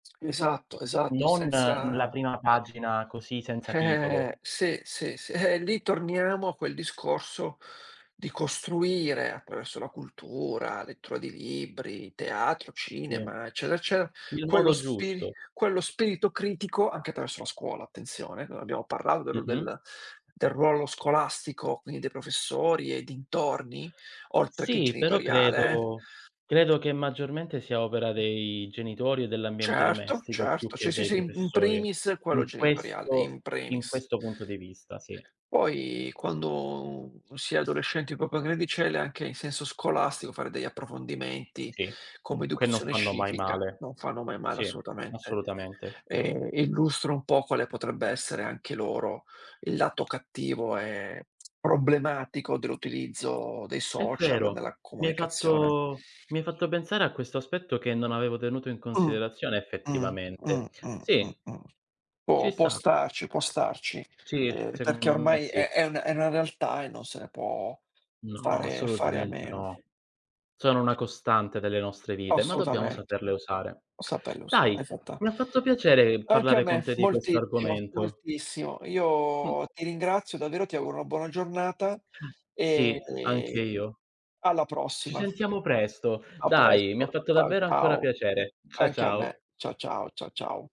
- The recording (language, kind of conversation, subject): Italian, unstructured, Pensi che i social media influenzino il modo in cui comunichiamo?
- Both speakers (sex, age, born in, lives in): male, 30-34, Italy, Italy; male, 45-49, Italy, Italy
- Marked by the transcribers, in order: scoff; other background noise; tapping; "che" said as "que"; lip smack; other noise; drawn out: "ehm"